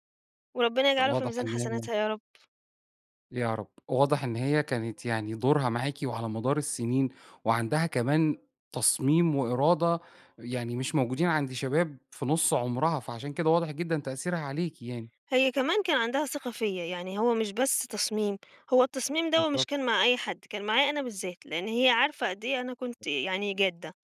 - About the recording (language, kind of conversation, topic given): Arabic, podcast, مين ساعدك وقت ما كنت تايه/ة، وحصل ده إزاي؟
- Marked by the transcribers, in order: tapping; other noise